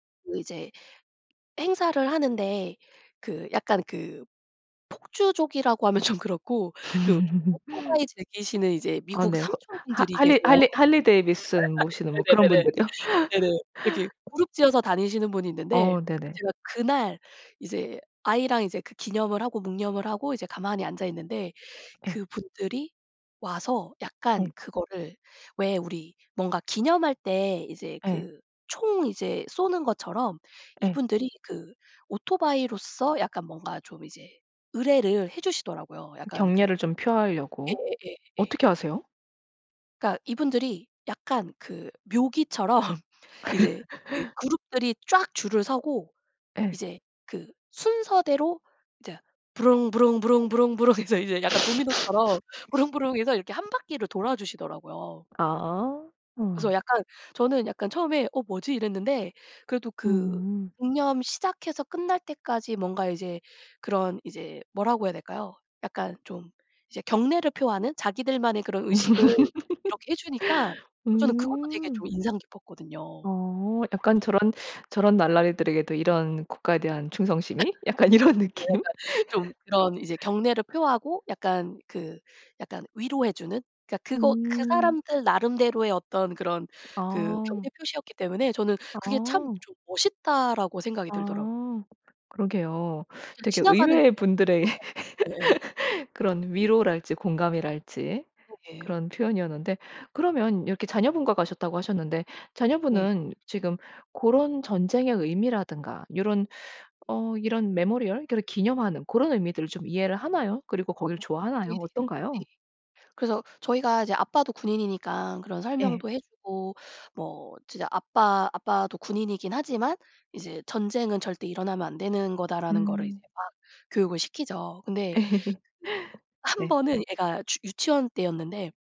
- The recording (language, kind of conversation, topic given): Korean, podcast, 그곳에 서서 역사를 실감했던 장소가 있다면, 어디인지 이야기해 주실래요?
- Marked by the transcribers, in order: other background noise; laughing while speaking: "좀"; laugh; laugh; tapping; laughing while speaking: "묘기처럼"; laugh; laughing while speaking: "해서 이제"; laugh; laugh; laugh; laughing while speaking: "약간 이런 느낌?"; laugh; laugh; in English: "메모리얼"